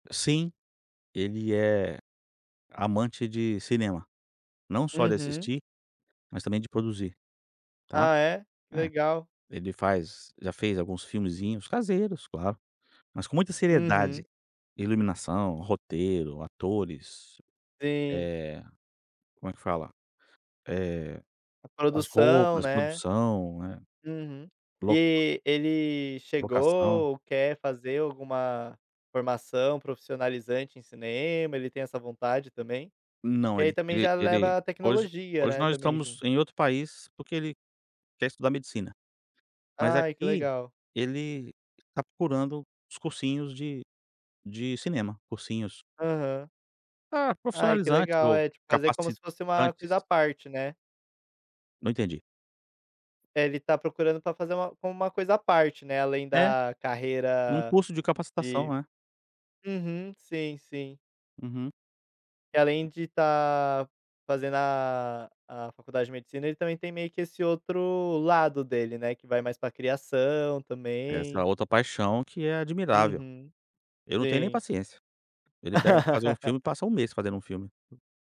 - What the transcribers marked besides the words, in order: tapping; laugh
- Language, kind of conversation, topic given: Portuguese, podcast, Que papel o celular tem nas suas relações pessoais?